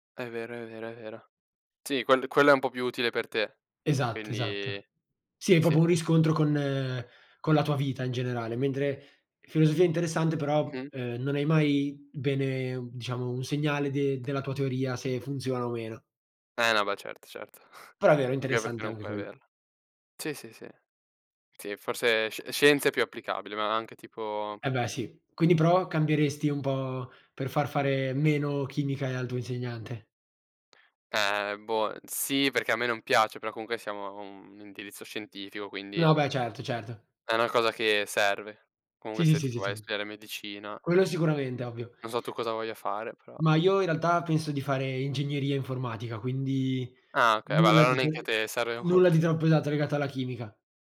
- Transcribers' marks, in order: "proprio" said as "popo"; other background noise; tapping; chuckle; unintelligible speech; laughing while speaking: "olto"; "molto" said as "olto"
- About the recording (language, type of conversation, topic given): Italian, unstructured, Quale materia ti fa sentire più felice?
- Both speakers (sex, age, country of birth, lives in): male, 18-19, Italy, Italy; male, 18-19, Italy, Italy